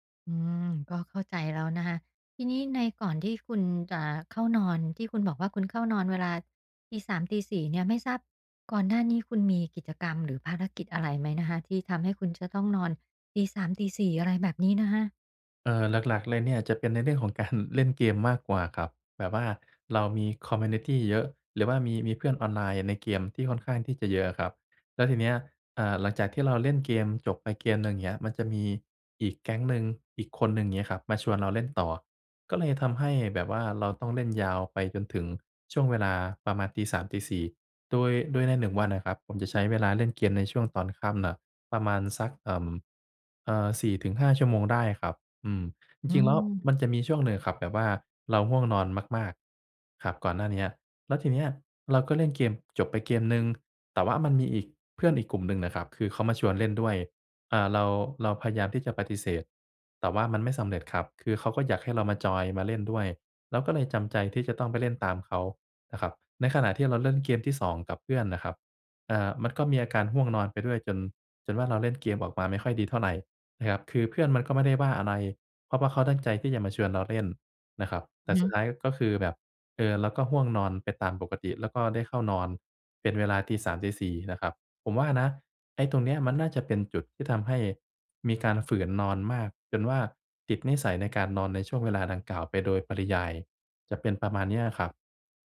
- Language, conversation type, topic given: Thai, advice, ฉันจะทำอย่างไรให้ตารางการนอนประจำวันของฉันสม่ำเสมอ?
- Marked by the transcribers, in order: laughing while speaking: "การ"; other background noise; in English: "คอมมิวนิตี"